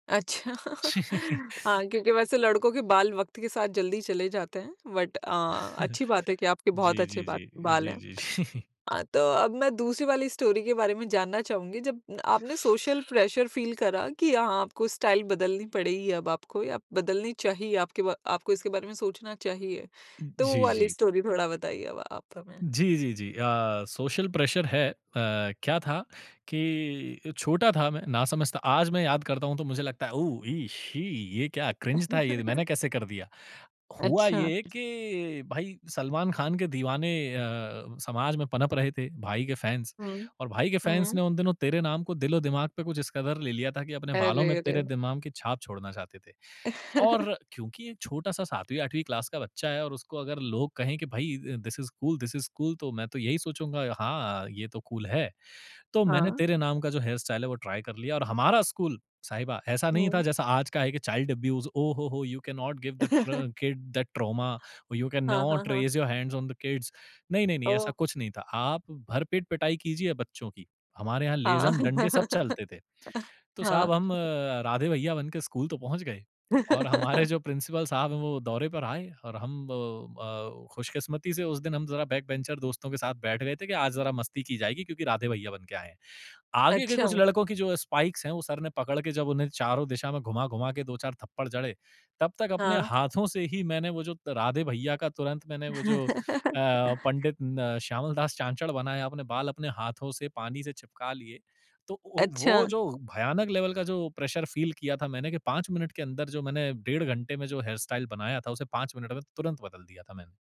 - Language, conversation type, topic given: Hindi, podcast, क्या आपने कभी सामाजिक दबाव के कारण अपना पहनावा या अंदाज़ बदला है?
- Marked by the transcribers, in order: laughing while speaking: "अच्छा"; laugh; in English: "बट"; chuckle; chuckle; in English: "स्टोरी"; in English: "सोशल प्रेशर फ़ील"; in English: "स्टाइल"; in English: "स्टोरी"; in English: "सोशल प्रेशर"; in English: "क्रिंज"; laugh; tapping; in English: "फैन्स"; in English: "फैन्स"; "नाम" said as "दिमाम"; in English: "क्लास"; chuckle; in English: "दिस इज़ कूल, दिस इज़ कूल"; in English: "कूल"; in English: "हेयर स्टाइल"; in English: "ट्राय"; in English: "चाइल्ड अब्यूज़"; in English: "यू कैन नॉट गिव द … ऑन द किड्ज़"; laugh; laugh; laugh; in English: "बैकबेंचर"; in English: "स्पाइक्स"; laugh; in English: "लेवल"; in English: "प्रेशर फ़ील"; in English: "हेयर स्टाइल"